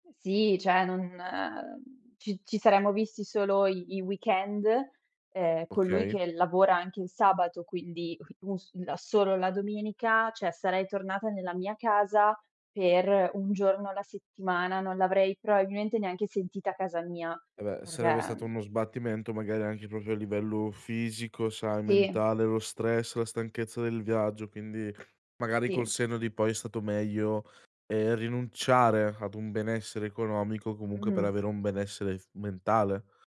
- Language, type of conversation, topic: Italian, podcast, Come bilanci lavoro e vita privata nelle tue scelte?
- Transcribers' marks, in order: "cioè" said as "ceh"; "probabilmente" said as "proabilmente"; "proprio" said as "propio"; other background noise